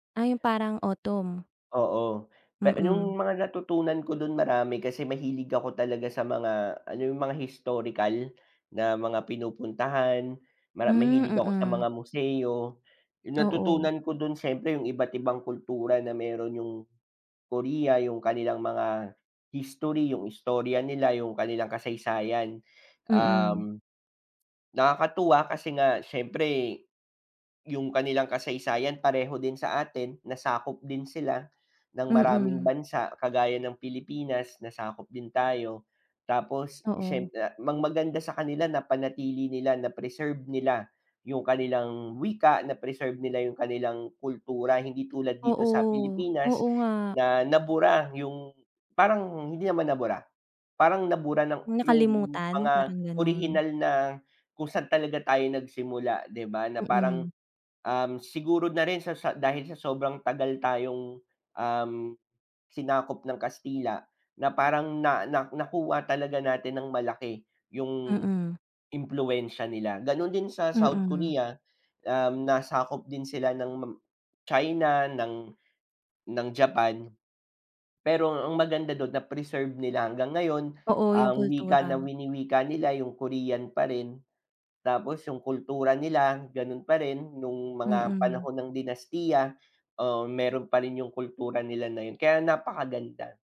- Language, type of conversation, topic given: Filipino, unstructured, Ano ang mga bagong kaalaman na natutuhan mo sa pagbisita mo sa [bansa]?
- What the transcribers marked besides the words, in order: other background noise; tapping